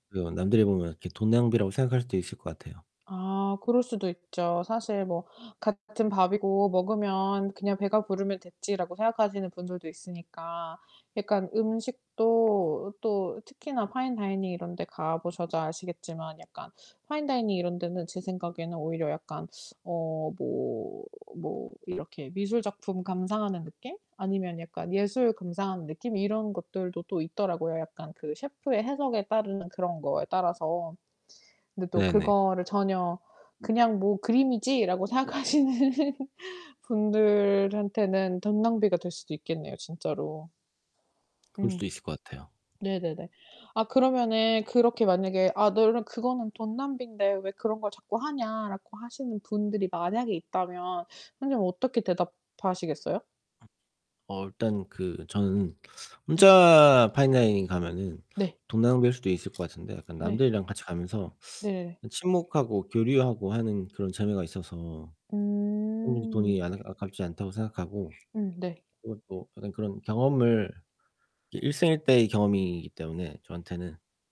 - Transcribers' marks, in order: static; other background noise; laughing while speaking: "생각하시는"; laugh; distorted speech
- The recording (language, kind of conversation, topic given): Korean, unstructured, 누군가 취미에 쓰는 돈이 낭비라고 말하면 어떻게 생각하시나요?